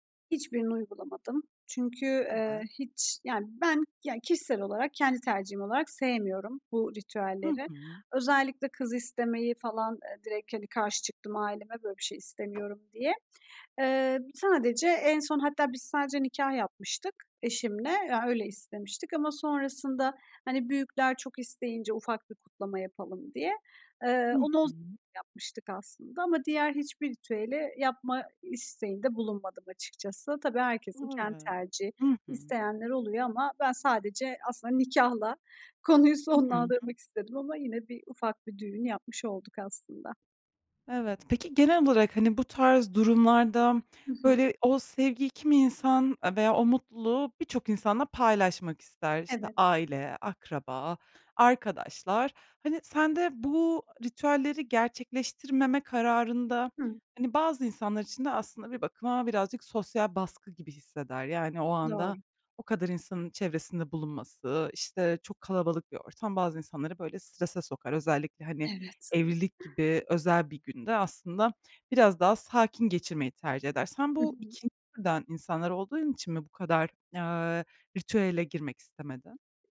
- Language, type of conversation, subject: Turkish, podcast, Bir düğün ya da kutlamada herkesin birlikteymiş gibi hissettiği o anı tarif eder misin?
- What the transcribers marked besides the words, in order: other background noise; laughing while speaking: "konuyu sonlandırmak"